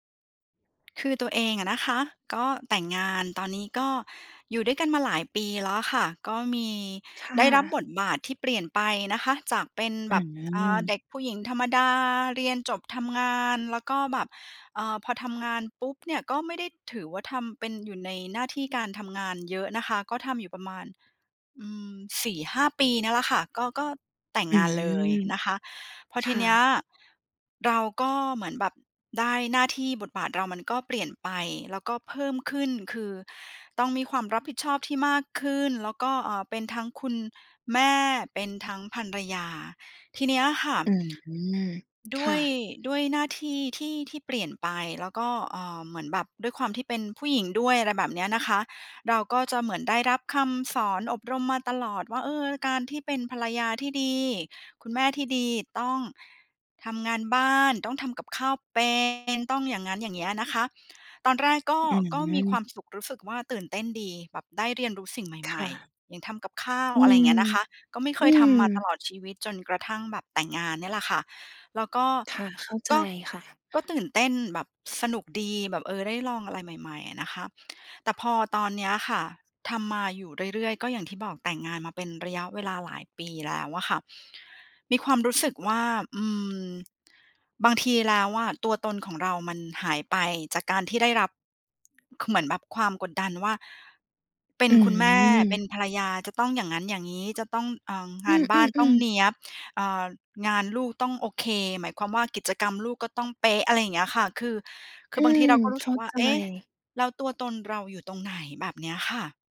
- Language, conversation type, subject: Thai, advice, คุณรู้สึกอย่างไรเมื่อเผชิญแรงกดดันให้ยอมรับบทบาททางเพศหรือหน้าที่ที่สังคมคาดหวัง?
- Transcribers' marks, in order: tapping; stressed: "แม่"; other background noise